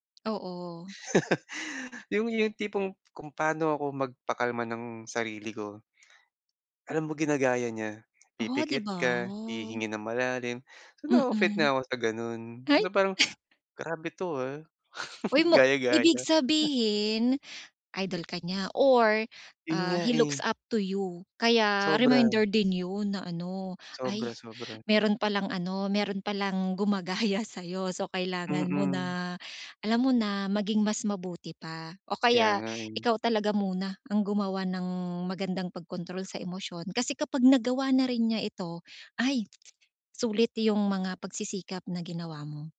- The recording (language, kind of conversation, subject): Filipino, advice, Paano ko mauunawaan kung saan nagmumula ang paulit-ulit kong nakasanayang reaksyon?
- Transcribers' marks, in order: laugh; gasp; other noise; gasp; gasp; "na-o-offend" said as "na-o-offet"; chuckle; laugh; gasp; chuckle; gasp; in English: "he looks up to you"; gasp; gasp; gasp; other background noise